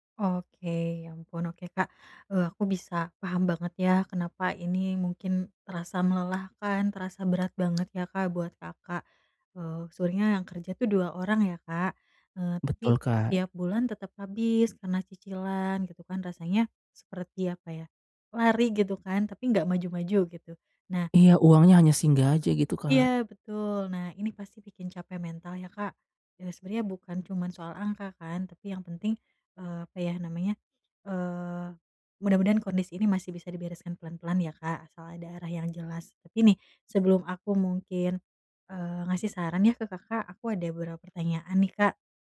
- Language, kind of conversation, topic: Indonesian, advice, Bagaimana cara membuat anggaran yang membantu mengurangi utang?
- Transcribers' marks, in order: none